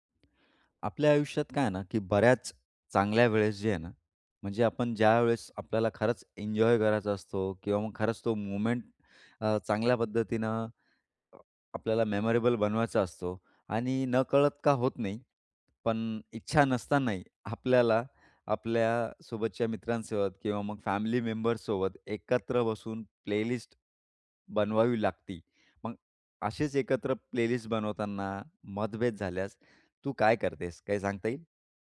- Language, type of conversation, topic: Marathi, podcast, एकत्र प्लेलिस्ट तयार करताना मतभेद झाले तर तुम्ही काय करता?
- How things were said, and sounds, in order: in English: "मोमेंट"; in English: "मेमोरेबल"; in English: "प्लेलिस्ट"; in English: "प्लेलिस्ट"